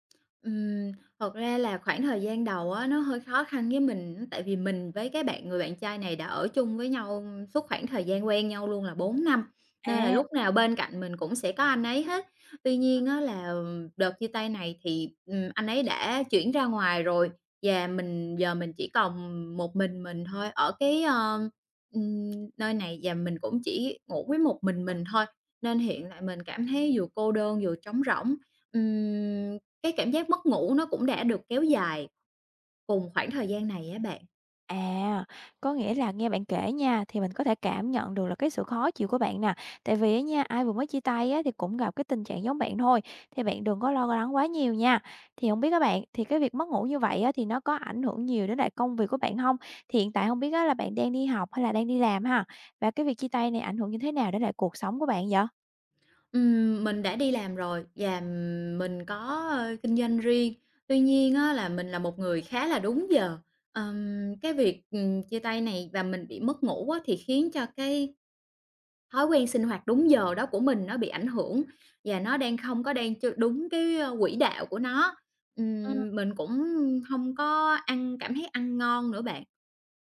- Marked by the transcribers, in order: tapping
- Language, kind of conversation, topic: Vietnamese, advice, Mình vừa chia tay và cảm thấy trống rỗng, không biết nên bắt đầu từ đâu để ổn hơn?